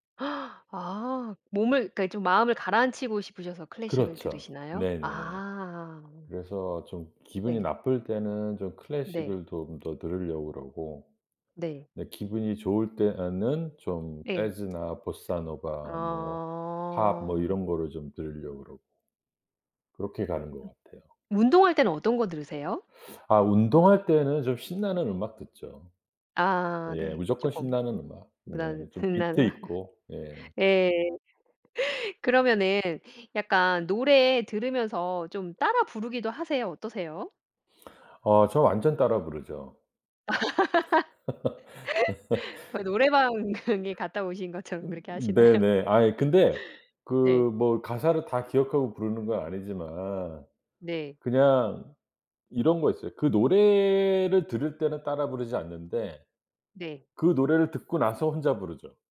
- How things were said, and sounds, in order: gasp; unintelligible speech; laugh; laugh; laughing while speaking: "노래방에 갔다 오신 것처럼 그렇게 하시나요?"; other background noise; laugh
- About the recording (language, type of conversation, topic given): Korean, podcast, 요즘 자주 듣는 노래가 뭐야?